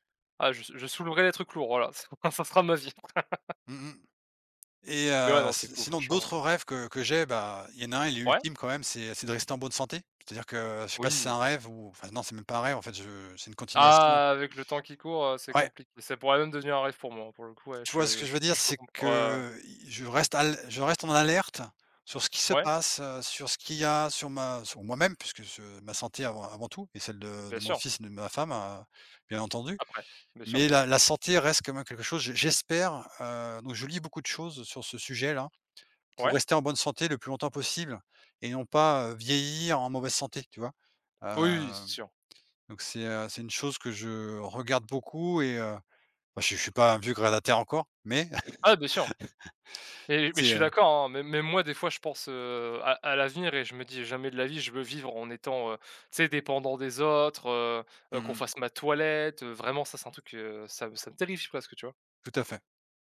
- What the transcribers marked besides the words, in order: laugh; other background noise; drawn out: "Ah !"; laugh
- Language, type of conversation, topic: French, unstructured, Quels rêves aimerais-tu réaliser dans les dix prochaines années ?